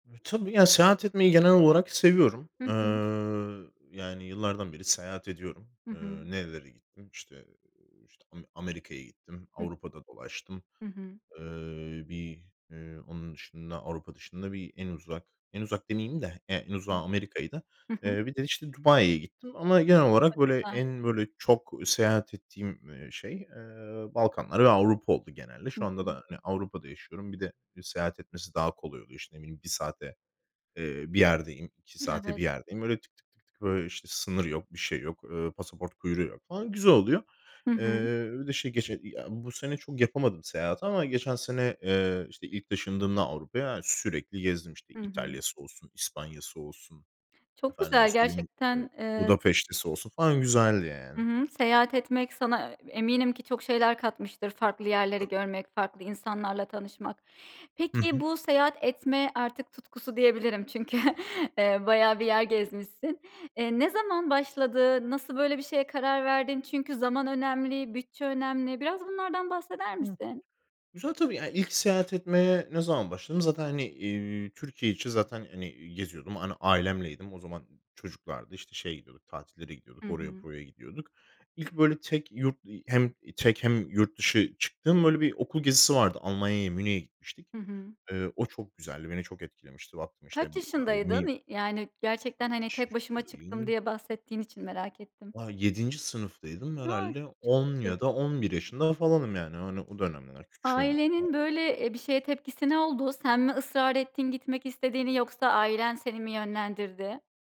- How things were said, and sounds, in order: unintelligible speech; unintelligible speech
- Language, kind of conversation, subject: Turkish, podcast, Seyahat etmeyi seviyorsan, en unutulmaz gezin hangisiydi?